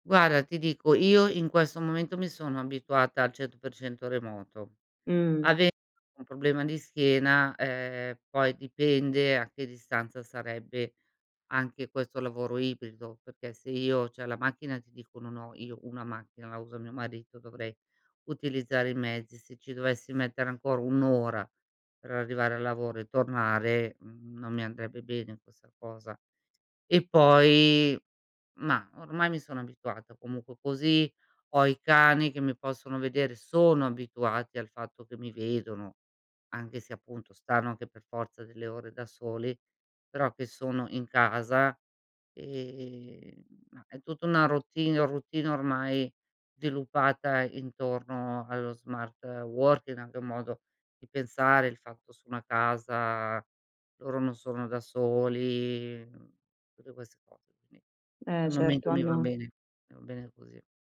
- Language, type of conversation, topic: Italian, podcast, Qual è la tua esperienza con lo smart working, tra pro e contro?
- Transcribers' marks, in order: "Guarda" said as "guara"; in English: "smart working"; other background noise